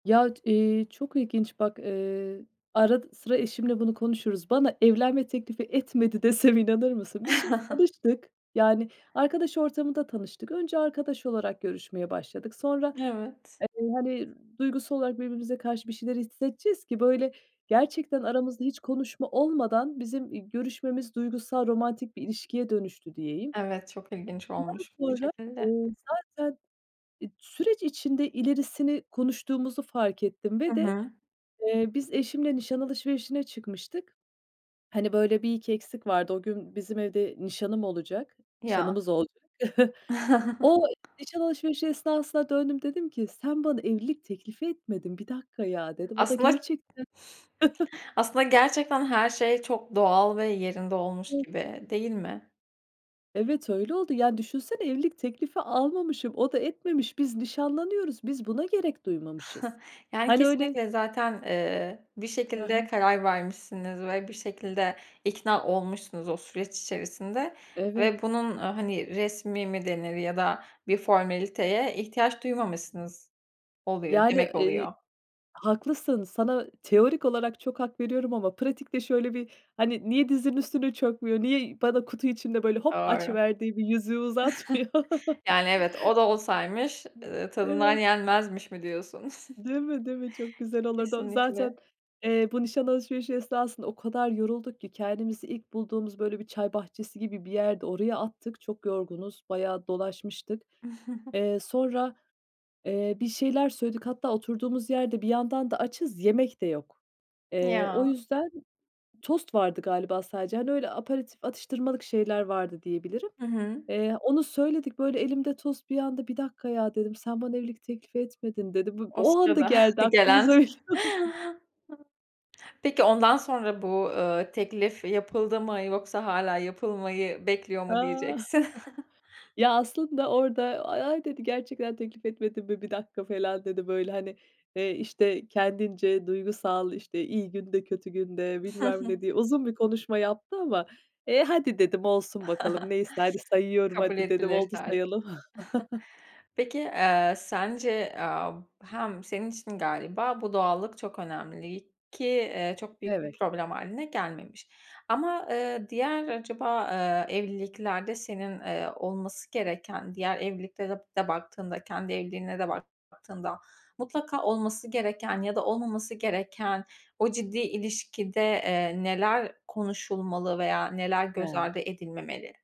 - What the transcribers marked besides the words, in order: laughing while speaking: "desem"; other background noise; chuckle; tapping; chuckle; chuckle; scoff; chuckle; laughing while speaking: "uzatmıyor"; chuckle; joyful: "Değil mi, değil mi? Çok güzel olurdu o"; chuckle; unintelligible speech; laughing while speaking: "sırada"; chuckle; laughing while speaking: "biliyor musun?"; chuckle; drawn out: "Ah!"; chuckle; chuckle; chuckle; unintelligible speech; unintelligible speech
- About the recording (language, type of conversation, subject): Turkish, podcast, Evliliğe ya da ciddi bir ilişkiye karar verme sürecini anlatır mısın?